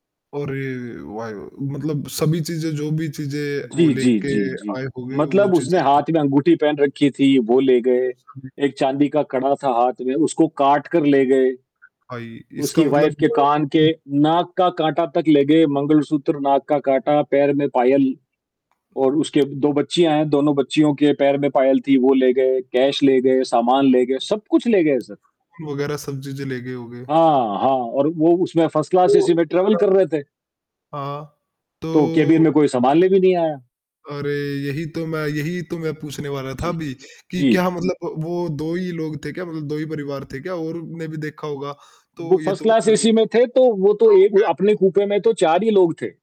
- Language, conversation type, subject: Hindi, unstructured, क्या आप यात्रा के दौरान धोखाधड़ी से डरते हैं?
- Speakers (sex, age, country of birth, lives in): female, 40-44, India, India; male, 20-24, India, India
- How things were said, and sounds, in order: static; distorted speech; in English: "वाइफ"; in English: "कैश"; unintelligible speech; in English: "फर्स्ट क्लास"; in English: "ट्रैवल"; tapping; in English: "कैबिन"; in English: "फ़र्स्ट क्लास"